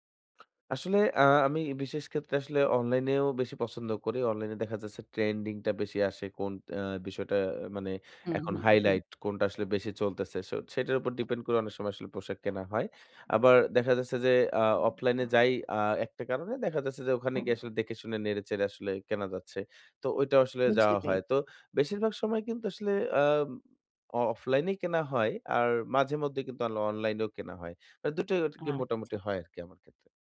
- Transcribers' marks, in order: tapping
- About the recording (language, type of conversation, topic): Bengali, advice, আমি কীভাবে আমার পোশাকের স্টাইল উন্নত করে কেনাকাটা আরও সহজ করতে পারি?